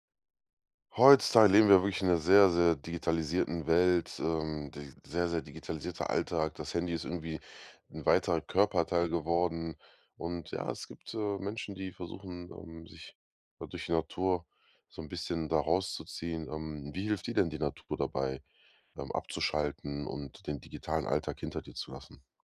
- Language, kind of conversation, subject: German, podcast, Wie hilft dir die Natur beim Abschalten vom digitalen Alltag?
- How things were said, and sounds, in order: "Abschalten" said as "Abzuschalten"